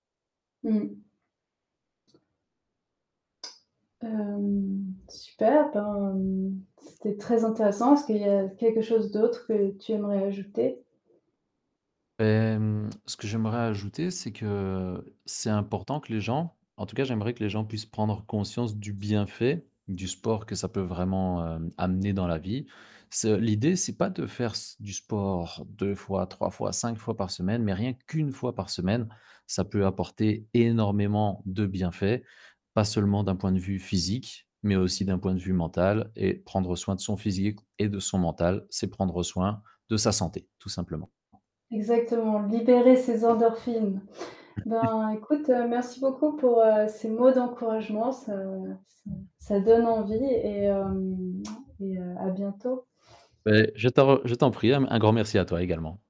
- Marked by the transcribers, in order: static; other background noise; tapping; stressed: "qu'une"; stressed: "énormément"; laugh
- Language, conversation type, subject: French, podcast, Comment intègres-tu le sport dans ta semaine ?
- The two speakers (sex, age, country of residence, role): female, 35-39, France, host; male, 35-39, Belgium, guest